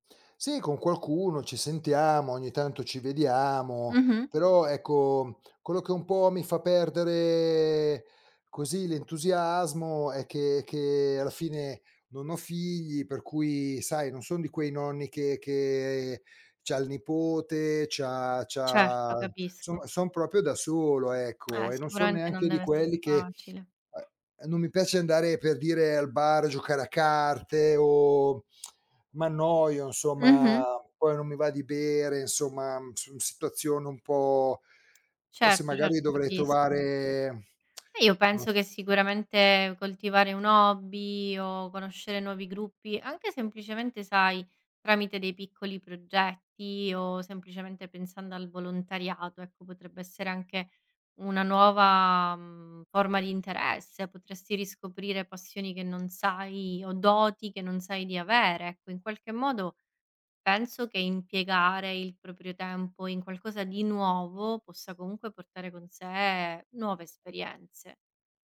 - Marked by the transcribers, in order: drawn out: "perdere"; lip smack; tsk
- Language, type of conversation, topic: Italian, advice, In che modo la pensione ha cambiato il tuo senso di scopo e di soddisfazione nella vita?